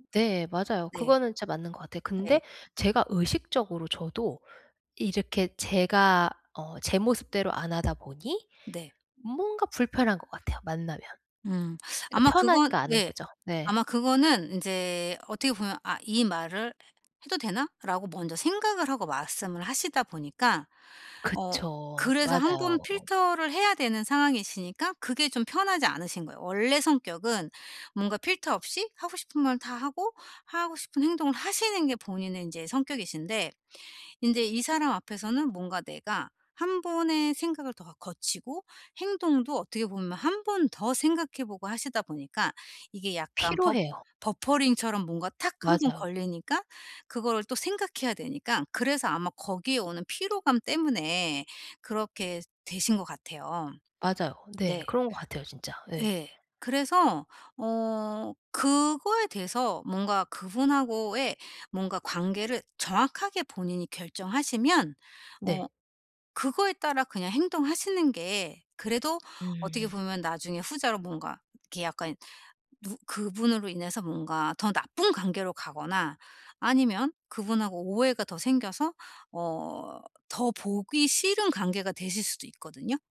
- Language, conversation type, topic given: Korean, advice, 진정성을 잃지 않으면서 나를 잘 표현하려면 어떻게 해야 할까요?
- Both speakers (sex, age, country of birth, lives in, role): female, 40-44, United States, United States, user; female, 45-49, South Korea, Portugal, advisor
- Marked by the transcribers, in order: tapping; teeth sucking; other background noise